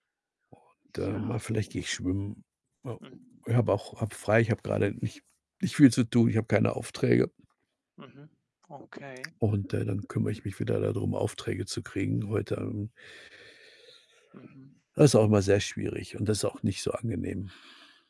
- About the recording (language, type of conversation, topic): German, unstructured, Gibt es eine Aktivität, die dir hilft, Stress abzubauen?
- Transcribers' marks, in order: static; other background noise